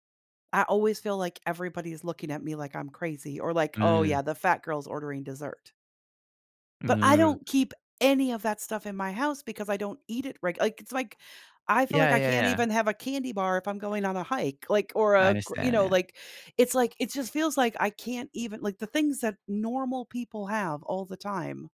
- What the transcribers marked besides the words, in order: other background noise
- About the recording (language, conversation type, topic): English, advice, How can I stop feeling like I'm not enough?